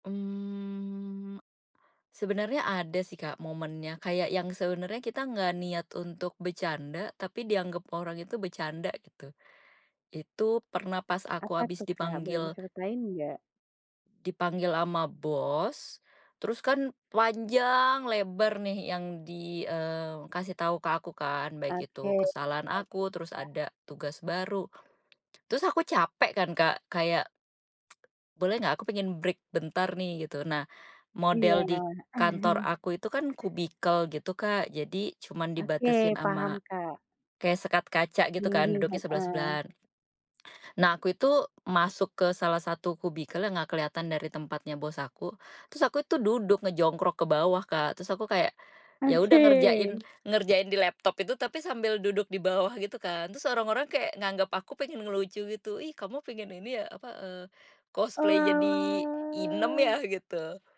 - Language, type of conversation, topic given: Indonesian, podcast, Bagaimana kamu menggunakan humor dalam percakapan?
- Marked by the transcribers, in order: drawn out: "Mmm"; other background noise; unintelligible speech; tsk; in English: "break"; chuckle; laughing while speaking: "Oke"; drawn out: "Oalah"; in English: "cosplay"; background speech; laughing while speaking: "ya gitu"